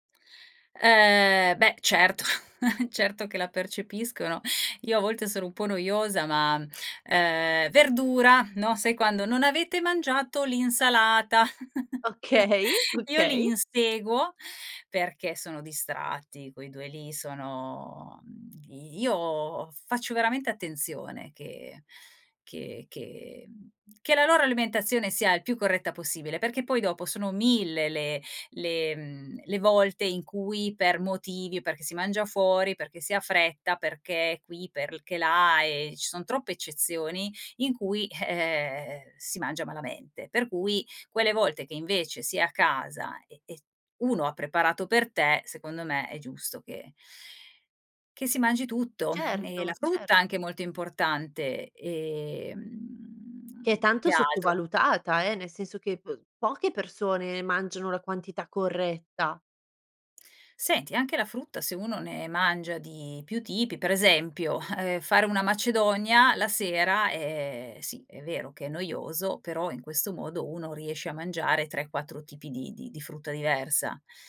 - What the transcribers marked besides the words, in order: other background noise; chuckle; chuckle; laughing while speaking: "Okay"; "perché" said as "perlché"
- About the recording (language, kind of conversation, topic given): Italian, podcast, Cosa significa per te nutrire gli altri a tavola?